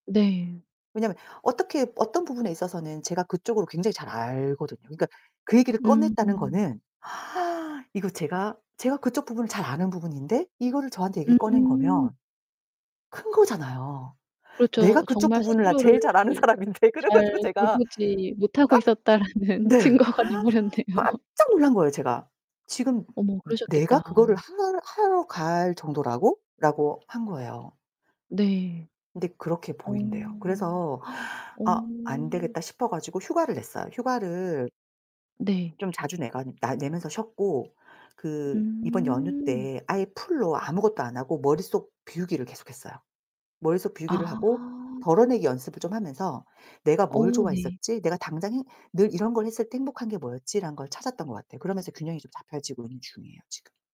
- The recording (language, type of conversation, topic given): Korean, podcast, 장기 목표와 당장의 행복 사이에서 어떻게 균형을 잡으시나요?
- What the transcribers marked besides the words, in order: distorted speech; other background noise; gasp; laughing while speaking: "잘 아는 사람인데 그래 가지고 제가"; laughing while speaking: "있었다라는 증거가 돼버렸네요"; gasp; tapping; gasp; in English: "full로"